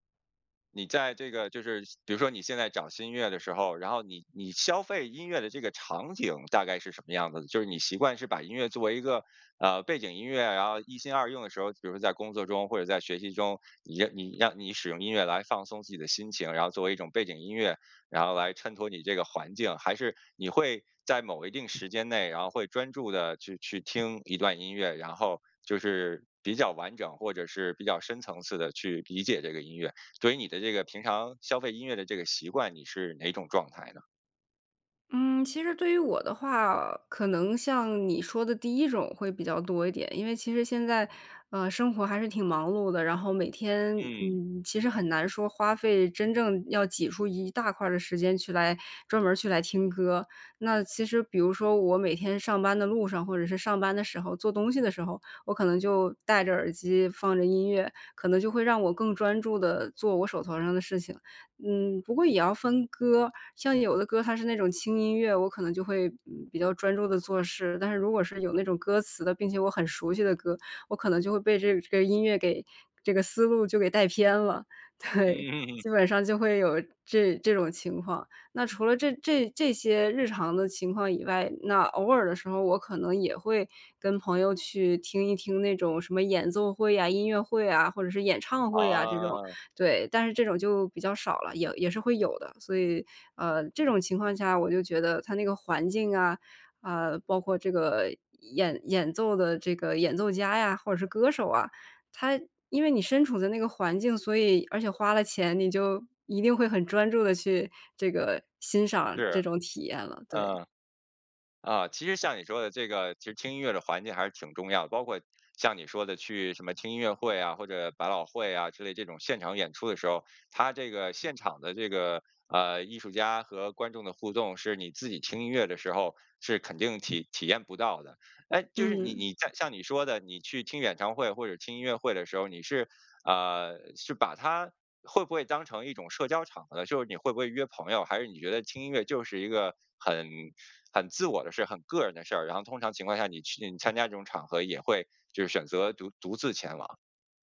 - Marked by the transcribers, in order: other background noise; chuckle; laughing while speaking: "对"
- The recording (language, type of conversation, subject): Chinese, podcast, 你对音乐的热爱是从哪里开始的？